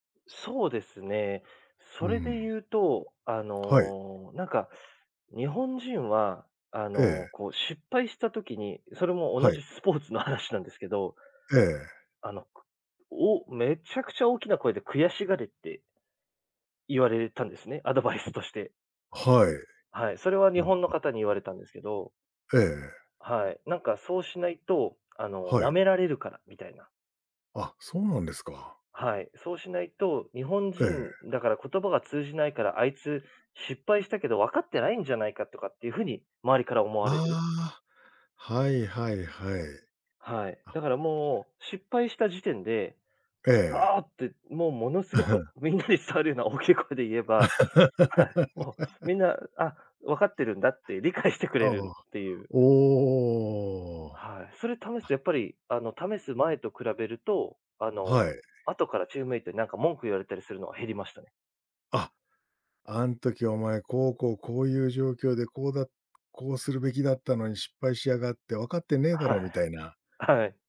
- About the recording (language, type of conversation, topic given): Japanese, podcast, 言葉が通じない場所で、どのようにコミュニケーションを取りますか？
- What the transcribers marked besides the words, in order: laughing while speaking: "みんなに伝わるような大きい声で言えば"; laugh; laugh; laughing while speaking: "理解してくれる"; drawn out: "おお"